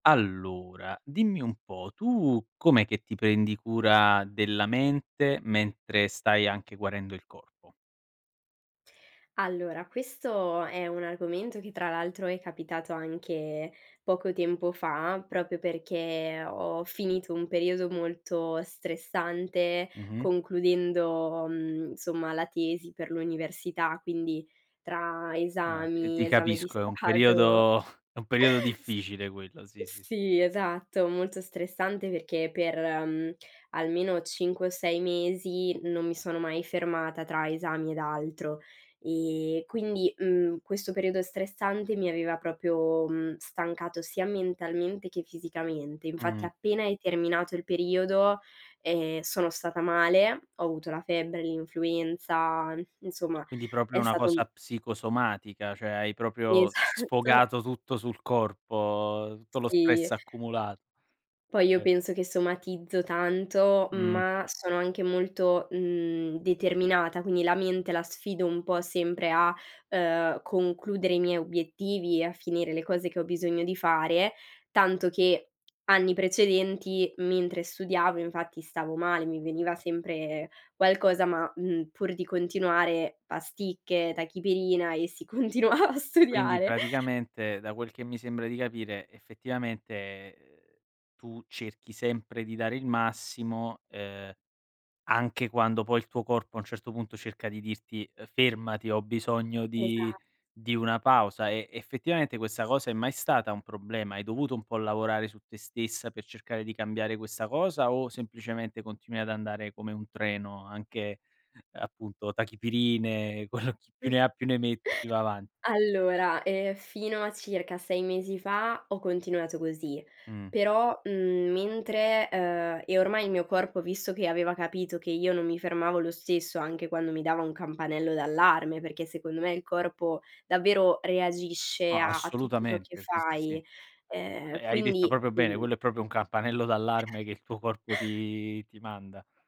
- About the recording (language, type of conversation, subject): Italian, podcast, Come ti prendi cura della mente mentre guarisci il corpo?
- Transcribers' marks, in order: other background noise; "proprio" said as "propio"; "insomma" said as "nsomma"; laughing while speaking: "Stato"; chuckle; "proprio" said as "propio"; laughing while speaking: "Esatto"; laughing while speaking: "continuava a studiare"; laughing while speaking: "quello"; chuckle; chuckle